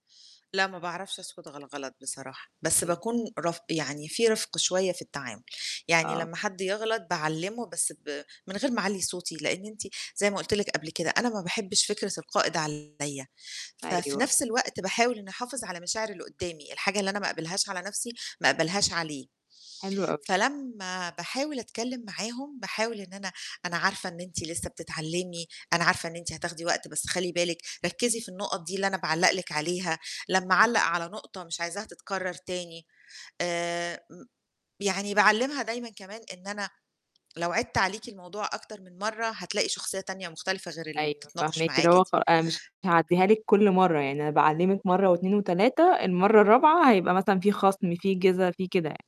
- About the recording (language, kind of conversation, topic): Arabic, podcast, إنت بتفضّل تشتغل على فكرة جديدة لوحدك ولا مع ناس تانية؟
- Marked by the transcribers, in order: static; distorted speech; tapping